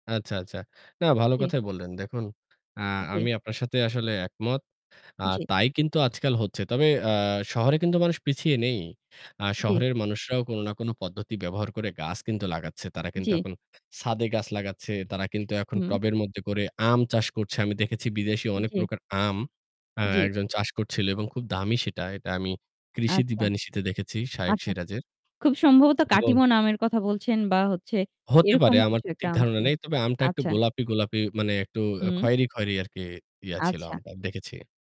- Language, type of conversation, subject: Bengali, unstructured, আপনার মতে গাছপালা রোপণ কেন গুরুত্বপূর্ণ?
- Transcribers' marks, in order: none